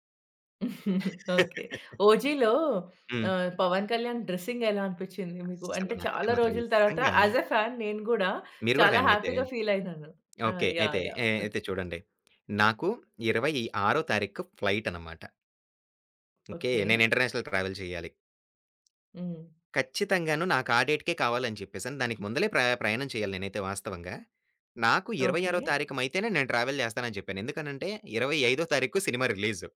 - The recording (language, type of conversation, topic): Telugu, podcast, మీరు సినిమా హీరోల స్టైల్‌ను అనుసరిస్తున్నారా?
- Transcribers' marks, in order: chuckle; in English: "డ్రెసింగ్"; other background noise; in English: "ఆజ్ ఏ ఫ్యాన్"; in English: "హ్యాపీ‌గా ఫీల్"; in English: "ఫాన్"; in English: "ఇంటర్‌నేషనల్ ట్రావెల్"; in English: "డేట్‌కే"; in English: "ట్రావెల్"